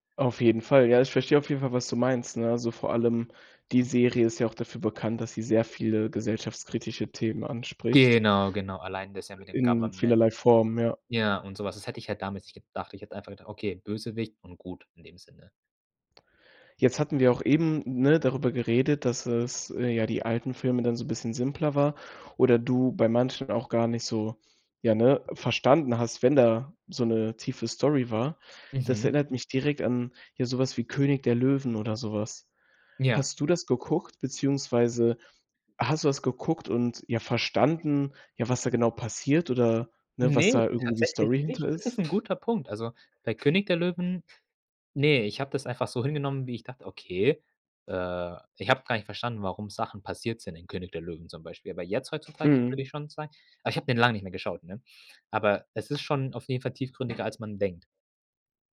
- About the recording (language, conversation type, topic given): German, podcast, Welche Filme schaust du dir heute noch aus nostalgischen Gründen an?
- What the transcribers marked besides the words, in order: in English: "Government"; other background noise